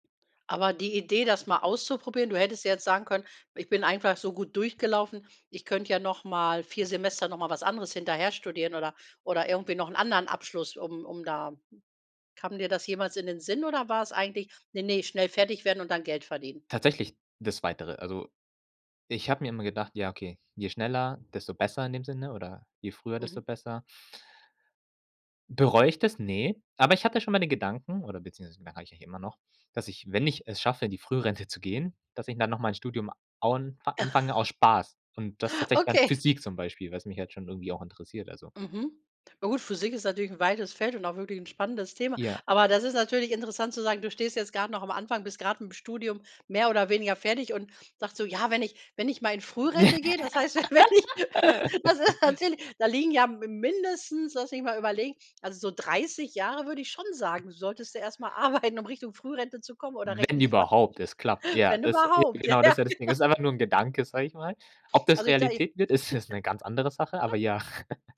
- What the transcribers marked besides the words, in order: chuckle; laugh; laughing while speaking: "wenn ich Das ist natürlich"; laugh; laughing while speaking: "falsch?"; laughing while speaking: "Ja, ja, genau"; laugh; chuckle
- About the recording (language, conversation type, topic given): German, podcast, Was treibt dich beruflich wirklich an?